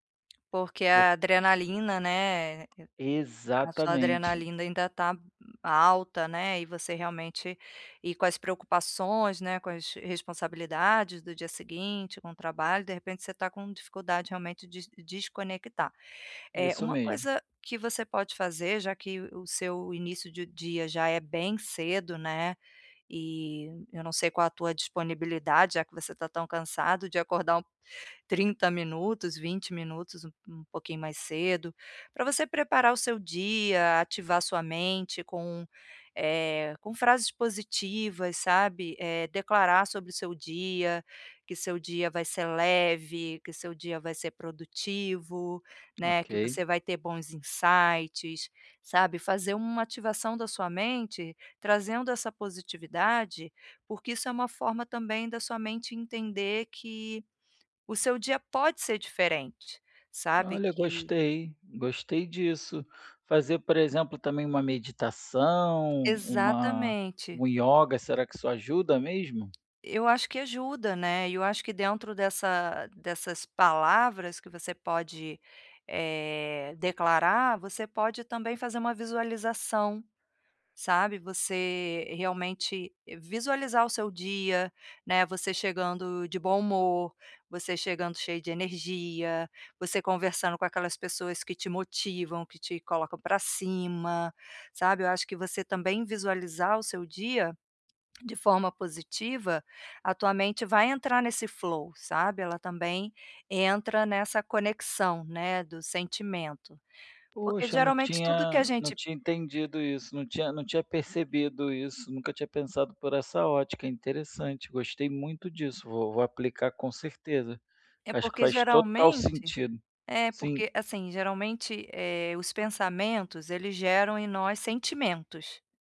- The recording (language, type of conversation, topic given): Portuguese, advice, Como posso criar um ritual breve para reduzir o estresse físico diário?
- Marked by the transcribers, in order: tapping; in English: "insights"; in English: "flow"; other background noise